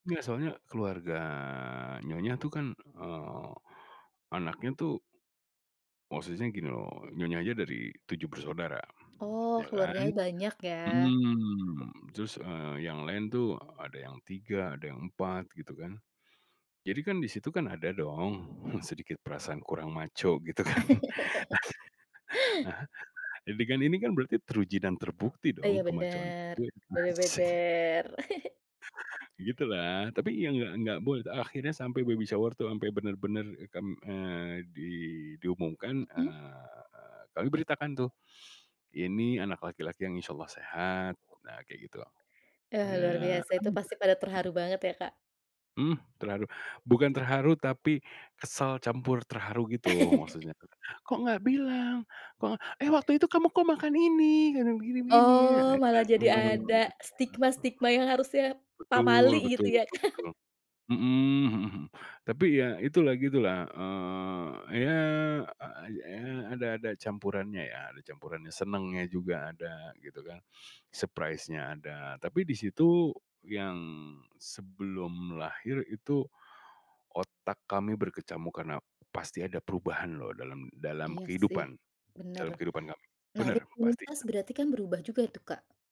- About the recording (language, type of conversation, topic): Indonesian, podcast, Momen apa yang membuat kamu sadar harus berubah, dan kenapa?
- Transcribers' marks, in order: drawn out: "keluarga"; in Spanish: "macho"; laugh; laughing while speaking: "kan"; laugh; in Spanish: "ke-macho-an"; chuckle; in English: "baby shower"; drawn out: "eee"; laugh; put-on voice: "Kok nggak bilang, Kok, eh … ini kadang begini-begini"; unintelligible speech; laughing while speaking: "Kak"; in English: "surprise-nya"; other background noise